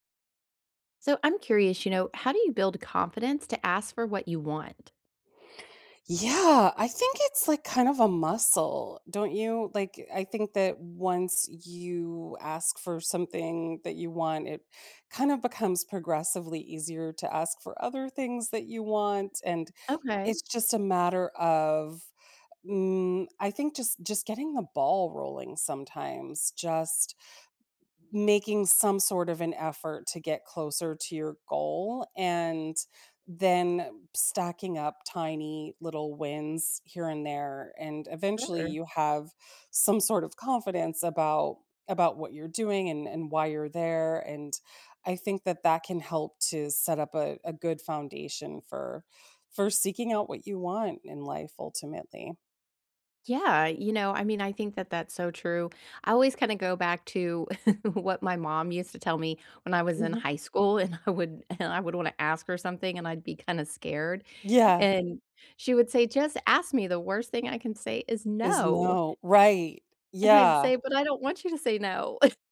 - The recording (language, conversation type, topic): English, unstructured, How can I build confidence to ask for what I want?
- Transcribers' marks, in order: background speech; other background noise; chuckle; tapping; laughing while speaking: "I would"; laughing while speaking: "kinda"; chuckle